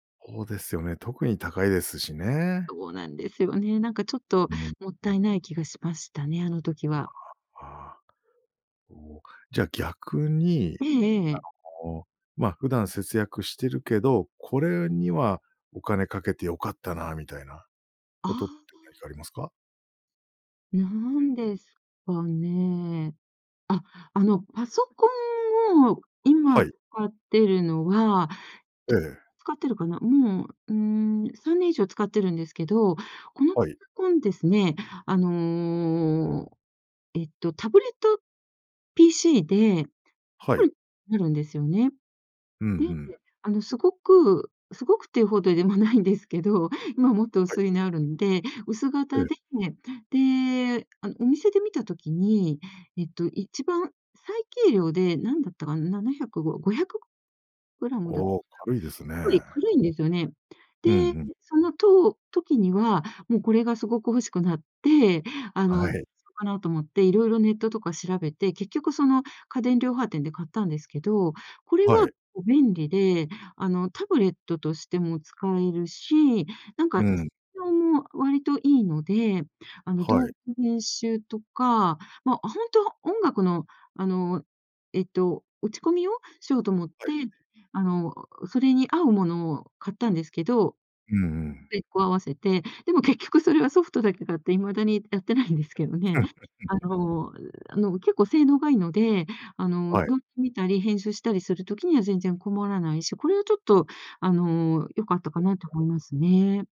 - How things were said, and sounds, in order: tapping; other background noise; other noise; drawn out: "あの"; unintelligible speech; laughing while speaking: "でも結局それは"; chuckle; unintelligible speech
- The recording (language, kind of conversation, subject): Japanese, podcast, 今のうちに節約する派？それとも今楽しむ派？